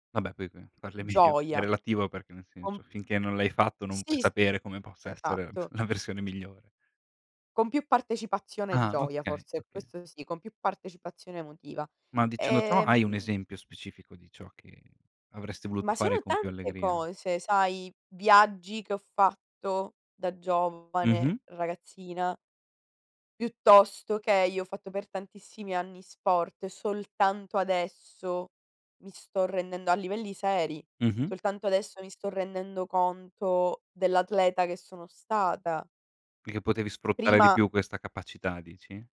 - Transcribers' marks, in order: laughing while speaking: "medio"; laughing while speaking: "versione"; tapping
- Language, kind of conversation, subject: Italian, podcast, Che consiglio daresti al tuo io più giovane?